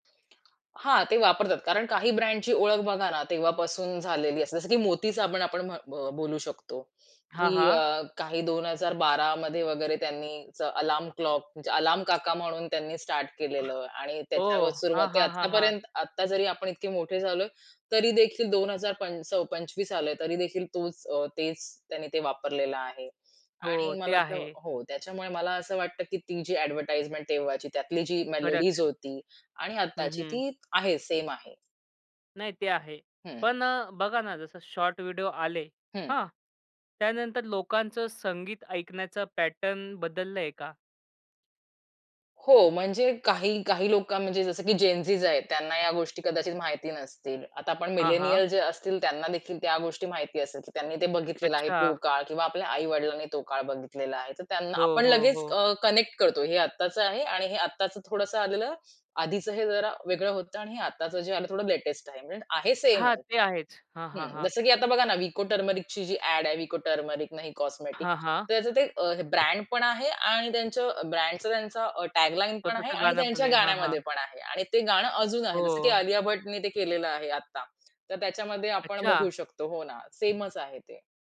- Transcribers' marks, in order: other background noise; tapping; in English: "मेलोडीज"; other noise; in English: "पॅटर्न"; in English: "कनेक्ट"
- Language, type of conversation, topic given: Marathi, podcast, टीव्ही जाहिरातींनी किंवा लघु व्हिडिओंनी संगीत कसे बदलले आहे?